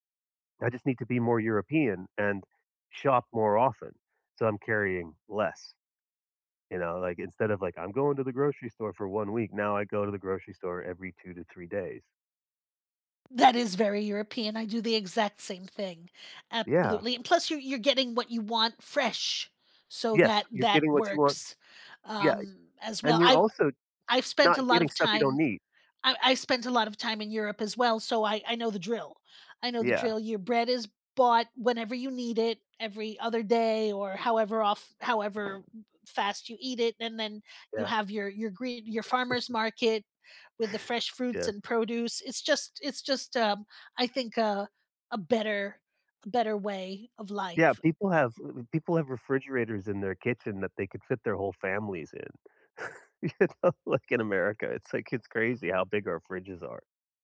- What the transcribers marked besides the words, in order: chuckle; laughing while speaking: "you know"
- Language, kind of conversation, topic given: English, unstructured, What is your favorite eco-friendly way to get around, and who do you like to do it with?
- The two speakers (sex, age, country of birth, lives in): female, 55-59, United States, United States; male, 55-59, United States, United States